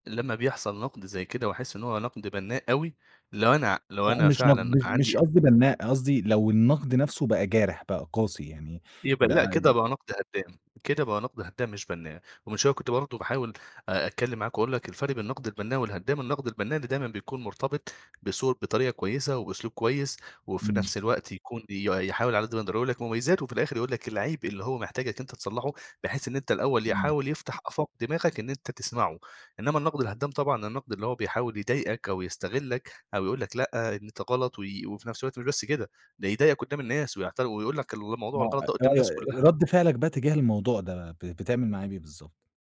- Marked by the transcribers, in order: tapping
- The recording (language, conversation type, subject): Arabic, podcast, إزاي بتتعامل مع النقد اللي بيقتل الحماس؟